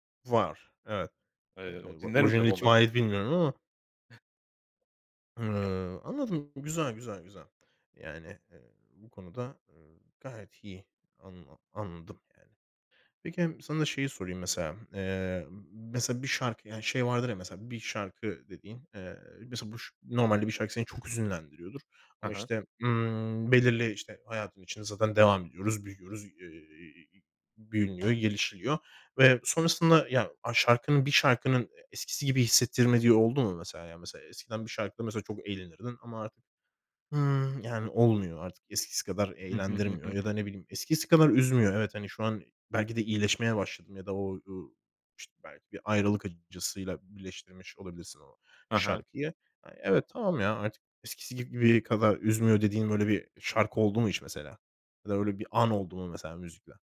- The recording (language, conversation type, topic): Turkish, podcast, Müzik dinlerken ruh halin nasıl değişir?
- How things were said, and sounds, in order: other noise; other background noise; chuckle